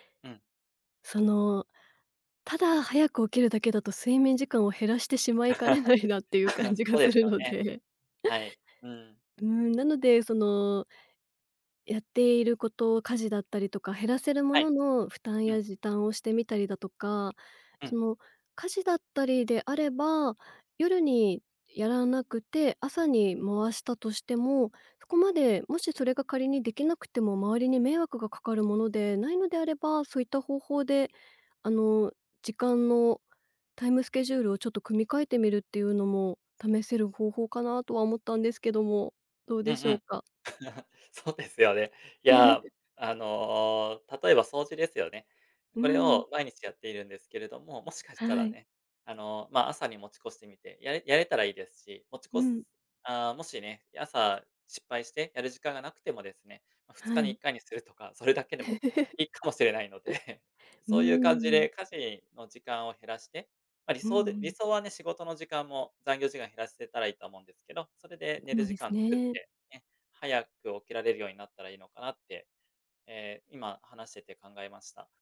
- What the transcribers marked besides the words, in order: laughing while speaking: "しまいかねないなっていう感じがするので"; laugh; laugh; laughing while speaking: "そうですよね"; laugh; laugh
- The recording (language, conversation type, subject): Japanese, advice, 朝起きられず、早起きを続けられないのはなぜですか？